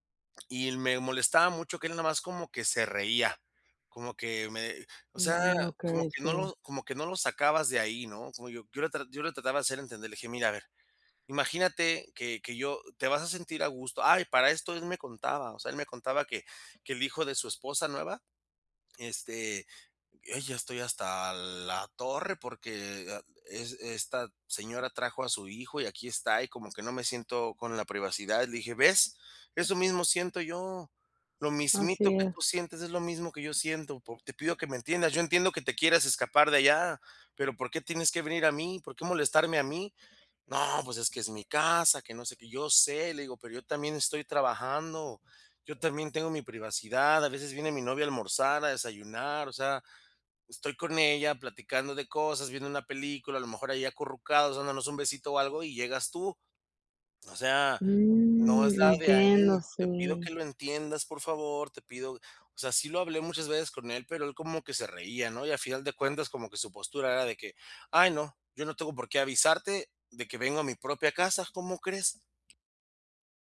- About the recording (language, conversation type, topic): Spanish, advice, ¿Cómo pueden resolver los desacuerdos sobre la crianza sin dañar la relación familiar?
- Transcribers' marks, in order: tapping